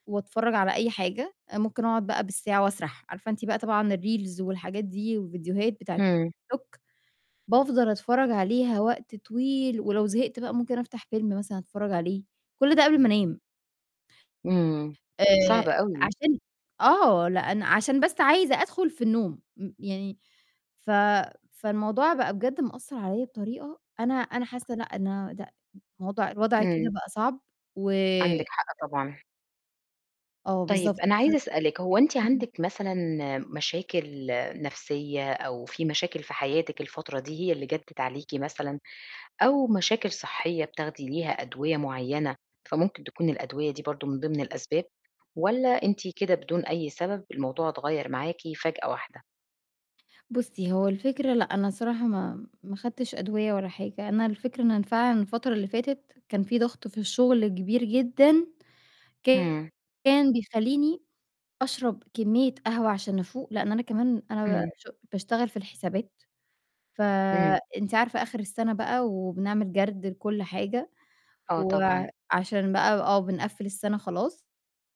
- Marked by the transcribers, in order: in English: "الReels"; distorted speech; tapping; unintelligible speech; other background noise
- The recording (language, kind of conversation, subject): Arabic, advice, إيه اللي ممكن يخلّيني أنام نوم متقطع وأصحى كذا مرة بالليل؟